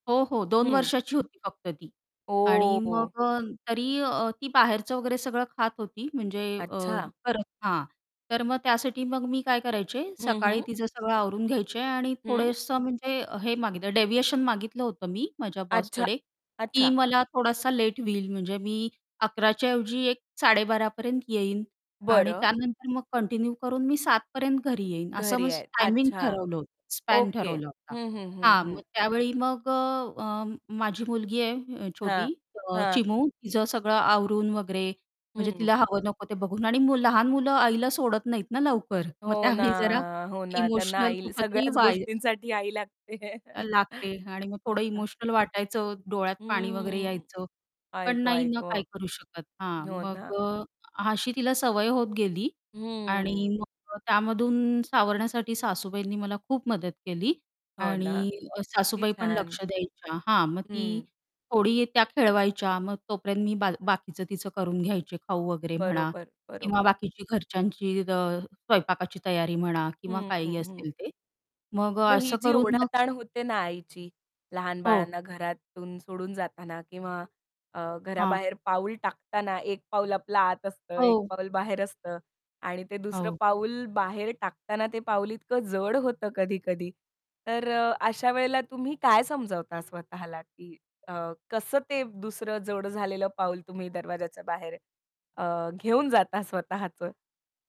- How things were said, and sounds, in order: distorted speech; tapping; drawn out: "ओ!"; in English: "डेविएशन"; in English: "कंटिन्यू"; in English: "स्पॅन"; laughing while speaking: "त्यावेळी"; chuckle; static
- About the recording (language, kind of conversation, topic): Marathi, podcast, तुम्ही काम आणि वैयक्तिक आयुष्याचा समतोल कसा साधता?